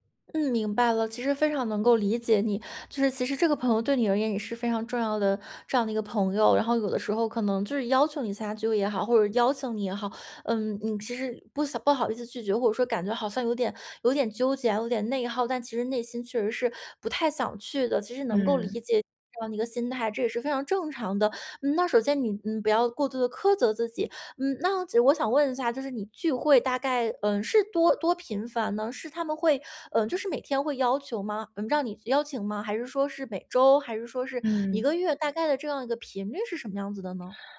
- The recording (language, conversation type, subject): Chinese, advice, 朋友群经常要求我参加聚会，但我想拒绝，该怎么说才礼貌？
- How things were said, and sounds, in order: none